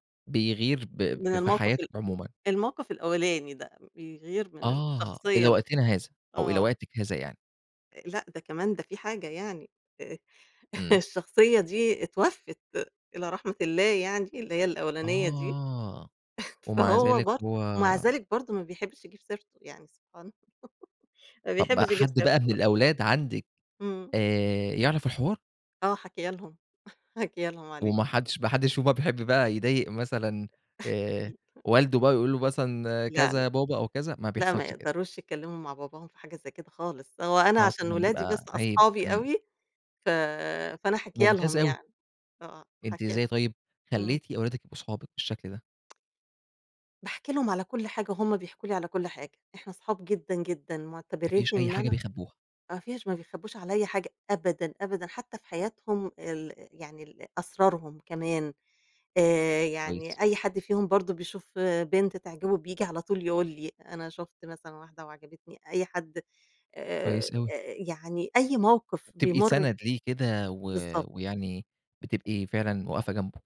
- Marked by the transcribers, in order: laugh; chuckle; laughing while speaking: "الله"; chuckle; chuckle; tapping
- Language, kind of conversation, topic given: Arabic, podcast, إنت بتفضّل تختار شريك حياتك على أساس القيم ولا المشاعر؟